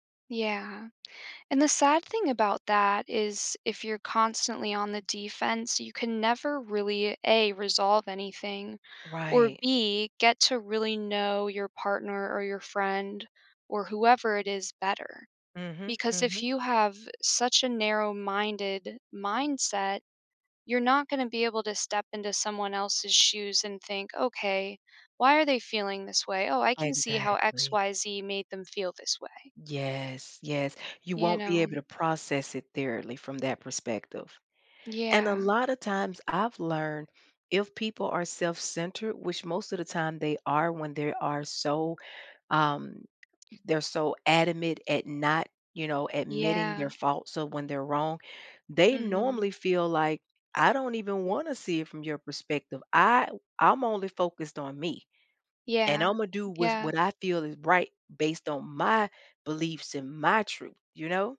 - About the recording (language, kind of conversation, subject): English, unstructured, Why do people find it hard to admit they're wrong?
- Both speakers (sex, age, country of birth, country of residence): female, 30-34, United States, United States; female, 45-49, United States, United States
- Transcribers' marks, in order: "thoroughly" said as "therely"